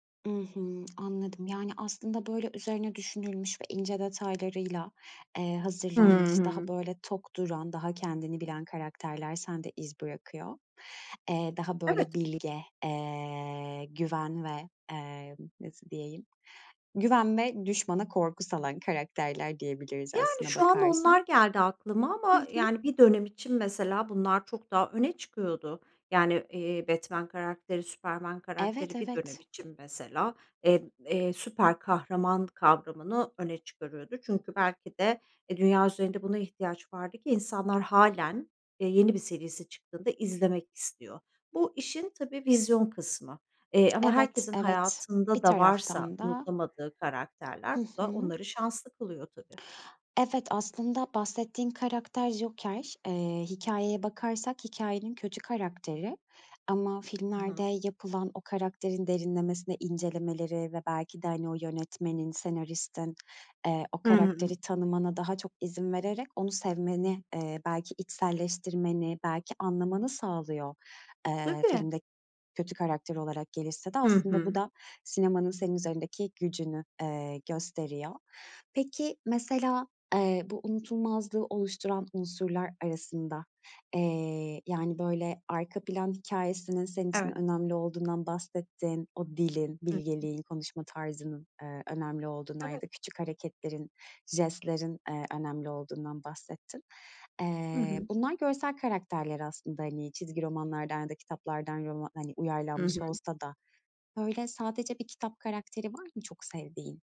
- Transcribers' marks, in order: drawn out: "Hı"; other background noise; tapping
- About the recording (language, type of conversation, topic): Turkish, podcast, Bir karakteri unutulmaz yapan nedir, sence?